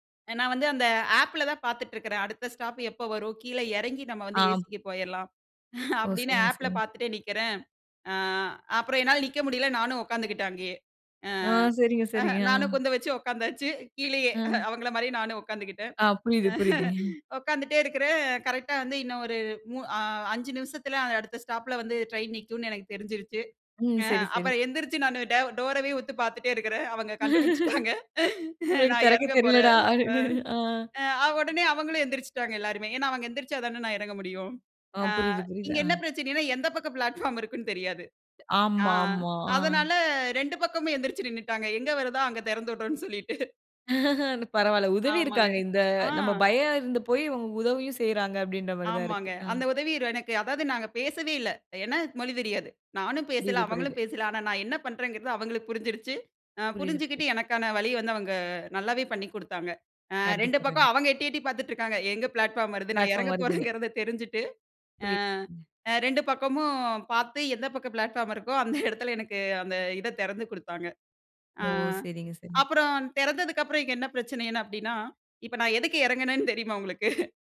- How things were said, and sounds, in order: laughing while speaking: "அப்டின்னு"; laughing while speaking: "ஆ. சரிங்க, சரிங்க. ஆ"; laughing while speaking: "உட்காந்தாச்சு கீழயே, அவங்கள"; laugh; chuckle; laughing while speaking: "அவங்க கண்டுபிடிச்சுட்டாங்க. நா எறங்க போறேன்"; laugh; laughing while speaking: "உங்களுக்கு தெறக்க தெரியலடா அப்டீன்னு. அ"; laughing while speaking: "பிளாட்பார்ம் இருக்குன்னு"; laughing while speaking: "சொல்லிட்டு"; chuckle; in English: "ப்ளாட்ஃபார்ம்"; in English: "பிளாட்பார்ம்"; laughing while speaking: "போறேங்கிறத தெரிஞ்சுட்டு"; in English: "பிளாட்ஃபார்ம்"; laughing while speaking: "எடத்துல"; laughing while speaking: "உங்களுக்கு"
- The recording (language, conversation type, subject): Tamil, podcast, தனியாகப் பயணம் செய்த போது நீங்கள் சந்தித்த சவால்கள் என்னென்ன?